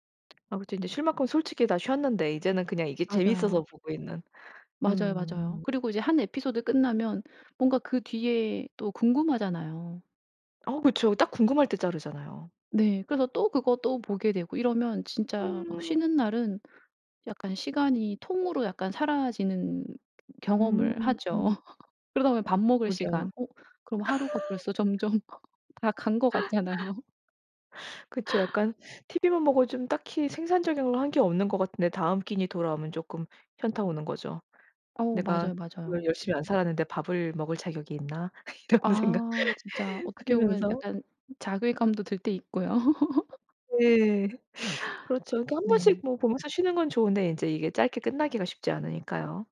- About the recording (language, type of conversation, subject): Korean, podcast, 휴식할 때 스마트폰을 어떻게 사용하시나요?
- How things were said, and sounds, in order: other background noise; tapping; laugh; laugh; laughing while speaking: "같잖아요"; laugh; laughing while speaking: "이런 생각"; laugh; laugh; sniff; laugh